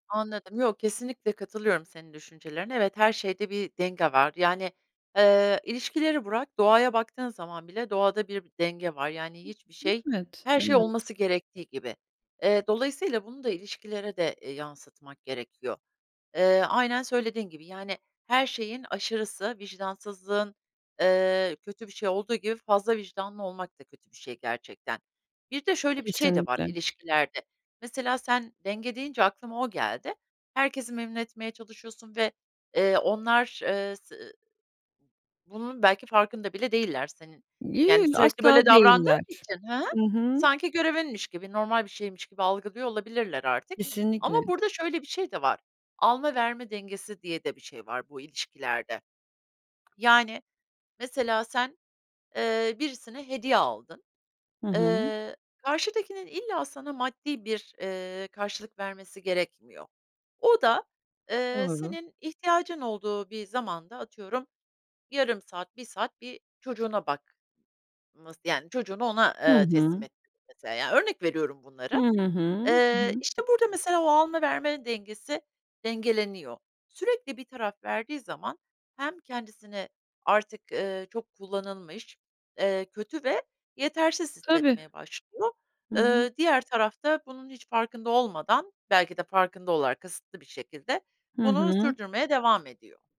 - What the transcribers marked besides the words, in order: tapping; other background noise; unintelligible speech
- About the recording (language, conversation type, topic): Turkish, advice, Herkesi memnun etmeye çalışırken neden sınır koymakta zorlanıyorum?
- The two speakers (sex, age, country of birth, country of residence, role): female, 30-34, Turkey, Germany, user; female, 50-54, Italy, United States, advisor